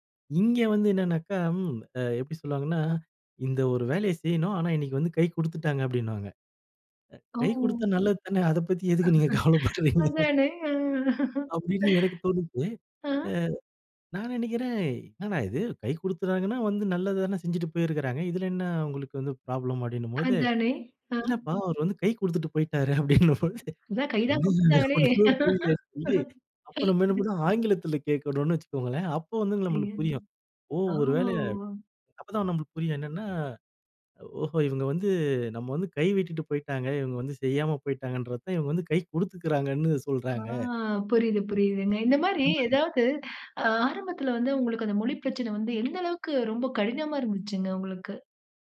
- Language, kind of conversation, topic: Tamil, podcast, மொழி வேறுபாடு காரணமாக அன்பு தவறாகப் புரிந்து கொள்ளப்படுவதா? உதாரணம் சொல்ல முடியுமா?
- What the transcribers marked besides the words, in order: laughing while speaking: "எதுக்கு நீங்க கவலப்பட்றீங்க?"; laughing while speaking: "அதானே. அ அ"; laughing while speaking: "அப்டின்னும்போது. என்ன ஒன்னுமே புரியலன்னு சொல்லி. அப்ப நம்ம என்ன பண்ண ஆங்கிலத்துல கேட்கணும்னு வச்சுக்கோங்களேன்"; laugh; drawn out: "ஓ!"; drawn out: "ஆ"; other background noise